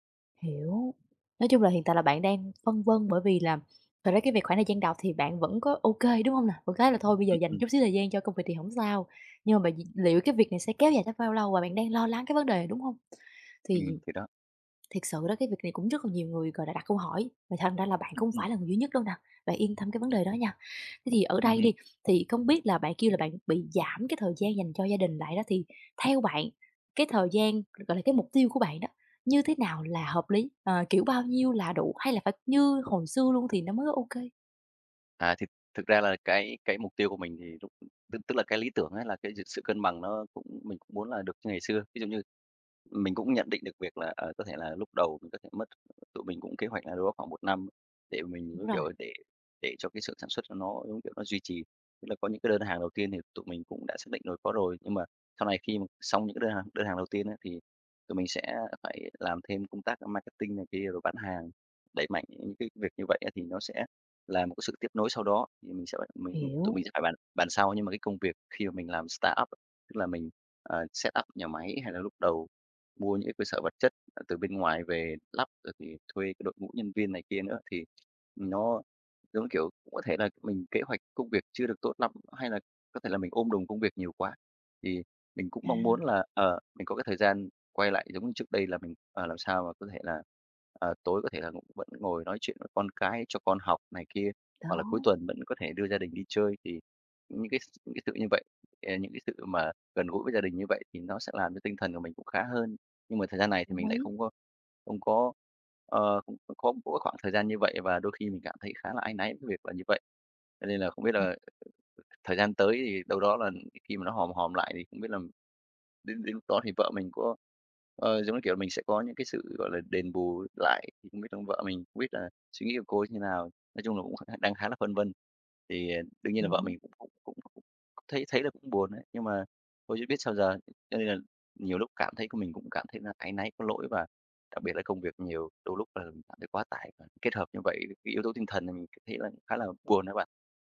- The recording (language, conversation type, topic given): Vietnamese, advice, Làm sao để cân bằng giữa công việc ở startup và cuộc sống gia đình?
- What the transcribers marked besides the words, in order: tapping; other background noise; in English: "startup"; in English: "setup"; other noise